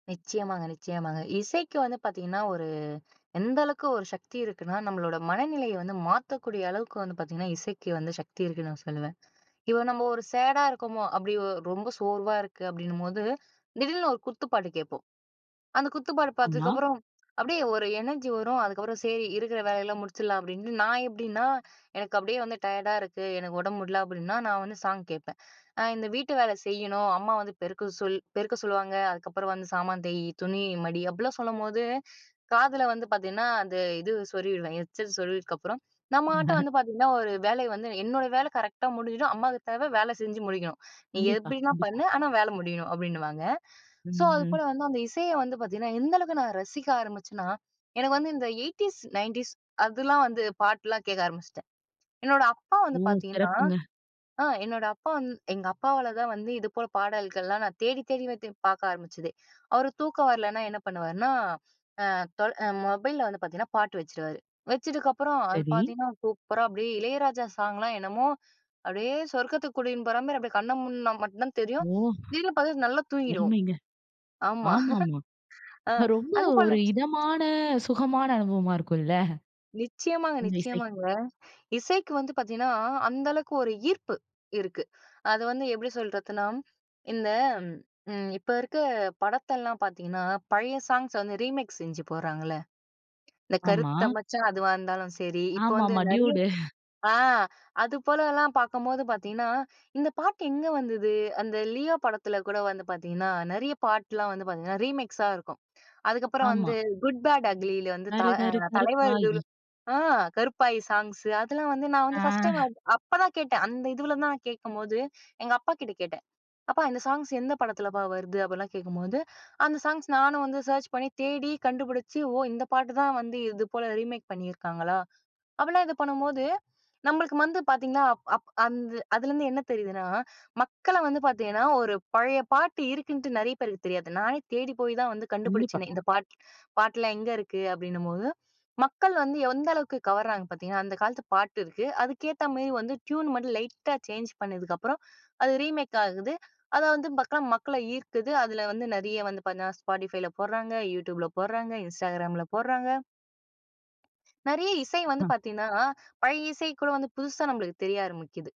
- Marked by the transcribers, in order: in English: "சேடா"; in English: "எனர்ஜி"; chuckle; in English: "ஹெட்செட்"; other noise; in English: "ஸோ"; surprised: "ஓ!"; surprised: "ஓ! அருமைங்க"; chuckle; other background noise; in English: "ரீமிக்ஸ்"; surprised: "இந்த பாட்டு எங்க வந்தது?"; in English: "ரீமிக்ஸா"; singing: "கருகரு கருப்பாயி"; in English: "ஃபர்ஸ்ட் டைம்"; chuckle; in English: "சர்ச்"; in English: "ரீமேக்"; in English: "ட்யூன்"; in English: "சேஞ்ச்"; in English: "ரீமேக்"
- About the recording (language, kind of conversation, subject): Tamil, podcast, இணையம் வந்த பிறகு நீங்கள் இசையைத் தேடும் முறை எப்படி மாறியது?